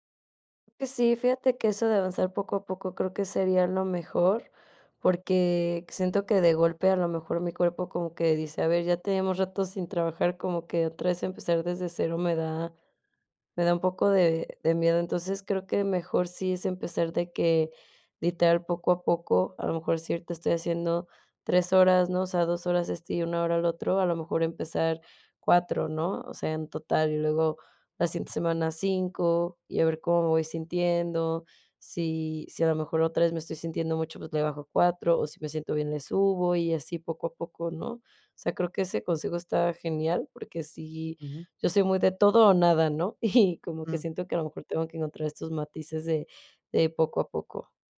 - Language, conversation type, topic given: Spanish, advice, ¿Cómo puedo volver al trabajo sin volver a agotarme y cuidar mi bienestar?
- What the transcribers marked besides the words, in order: laughing while speaking: "Y"